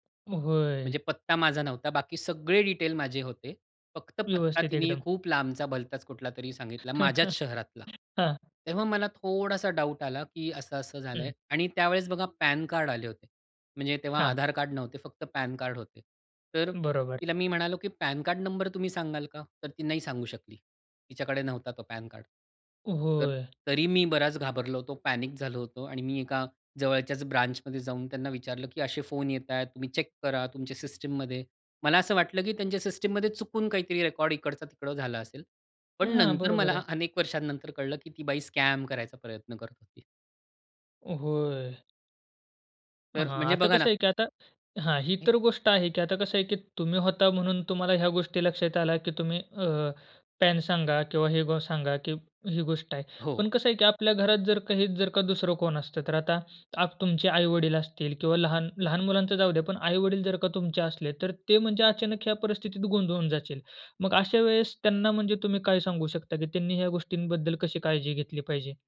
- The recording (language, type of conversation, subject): Marathi, podcast, ऑनलाइन गोपनीयता जपण्यासाठी तुम्ही काय करता?
- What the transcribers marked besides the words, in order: laughing while speaking: "हां"; in English: "डाउट"; tapping; in English: "पॅनिक"; in English: "चेक"; in English: "स्कॅम"; unintelligible speech